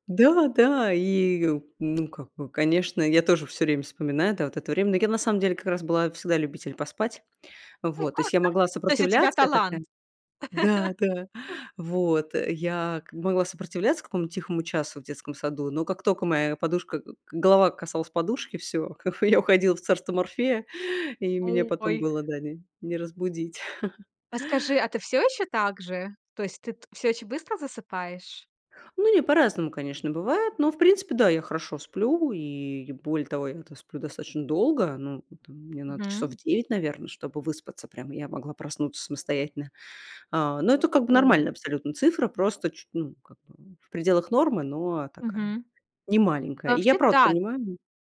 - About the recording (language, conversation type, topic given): Russian, podcast, Что вы делаете, чтобы снять стресс за 5–10 минут?
- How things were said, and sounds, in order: laugh; laugh; laughing while speaking: "я уходила"; chuckle